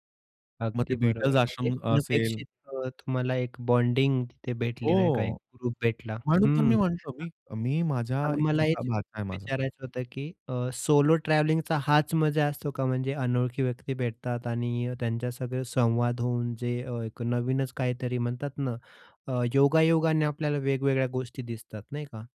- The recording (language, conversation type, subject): Marathi, podcast, गेल्या प्रवासातली सर्वात मजेशीर घटना कोणती होती?
- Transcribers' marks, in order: in English: "बॉन्डिंग"; in English: "ग्रुप"; in English: "सोलो ट्रॅव्हलिंगचा"